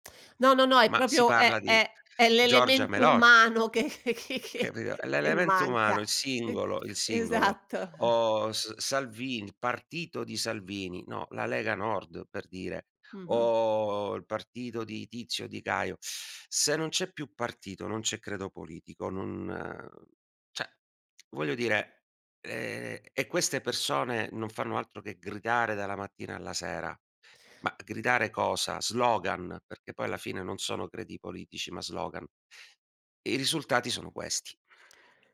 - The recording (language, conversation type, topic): Italian, podcast, Come vedi oggi il rapporto tra satira e politica?
- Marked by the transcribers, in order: "proprio" said as "propio"; tapping; other background noise; "Capito" said as "capio"; laughing while speaking: "che"; chuckle; other noise; laughing while speaking: "Esatto"; drawn out: "O"; drawn out: "o"; "cioè" said as "ceh"